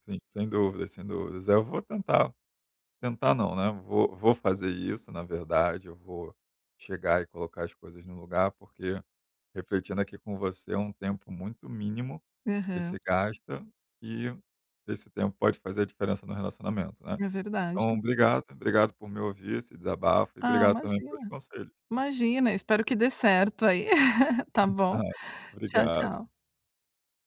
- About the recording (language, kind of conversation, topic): Portuguese, advice, Como lidar com um(a) parceiro(a) que critica constantemente minhas atitudes?
- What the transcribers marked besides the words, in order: laugh; unintelligible speech